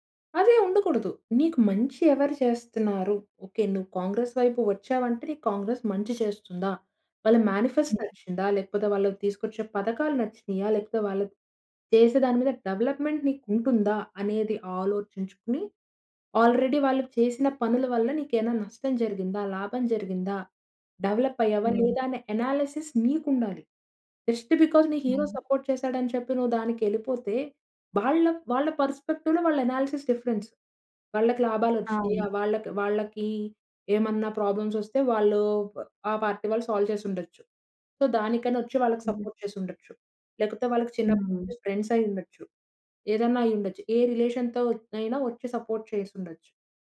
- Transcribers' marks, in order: in English: "మేనిఫెస్ట్"; other background noise; in English: "డెవలప్‌మెంట్"; in English: "ఆల్రెడీ"; in English: "డెవలప్"; in English: "అనాలిసిస్"; in English: "జస్ట్ బికాస్"; in English: "హీరో సపోర్ట్"; in English: "పర్‌స్పెక్టివ్‌లో"; in English: "అనాలిసిస్ డిఫరెన్స్"; in English: "పార్టీ"; in English: "సాల్వ్"; in English: "సో"; in English: "సపోర్ట్"; in English: "రిలేషన్‌తో"; in English: "సపోర్ట్"
- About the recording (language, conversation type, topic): Telugu, podcast, సెలబ్రిటీలు రాజకీయ విషయాలపై మాట్లాడితే ప్రజలపై ఎంత మేర ప్రభావం పడుతుందనుకుంటున్నారు?